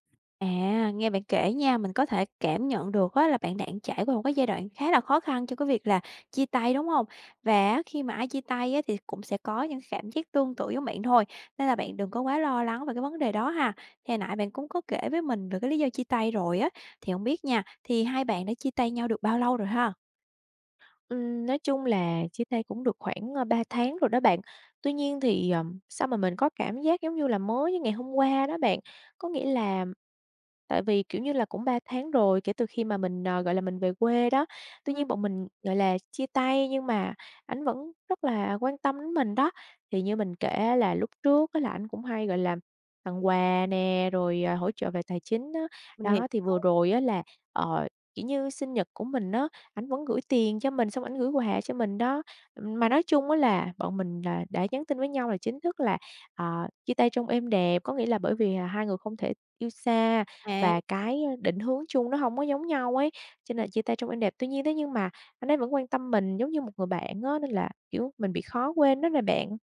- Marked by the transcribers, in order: other background noise; "đang" said as "đạng"; tapping
- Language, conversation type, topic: Vietnamese, advice, Sau khi chia tay một mối quan hệ lâu năm, vì sao tôi cảm thấy trống rỗng và vô cảm?